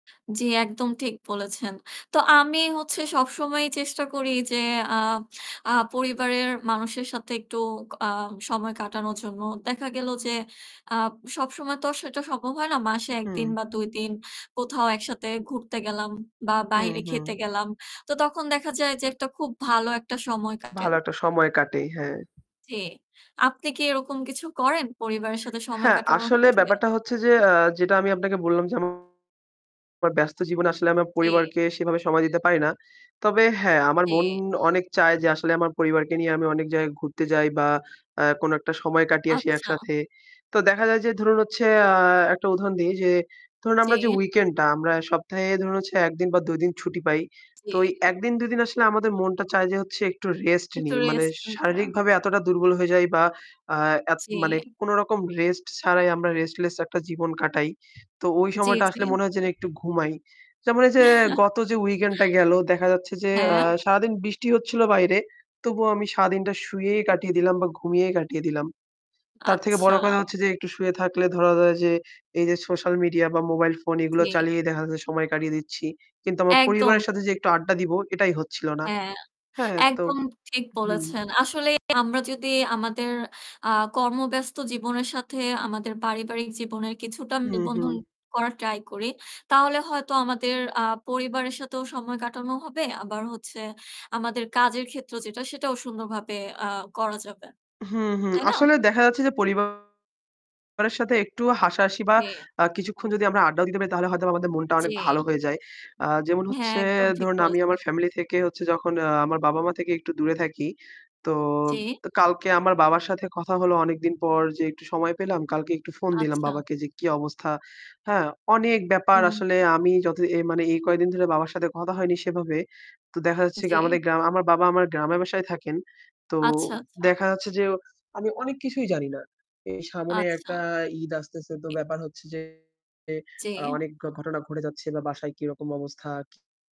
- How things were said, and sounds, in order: distorted speech; other background noise; in English: "restless"; chuckle; tapping
- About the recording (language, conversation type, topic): Bengali, unstructured, আপনি কেন মনে করেন পরিবারের সঙ্গে সময় কাটানো গুরুত্বপূর্ণ?
- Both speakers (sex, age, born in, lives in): female, 25-29, Bangladesh, Bangladesh; male, 20-24, Bangladesh, Bangladesh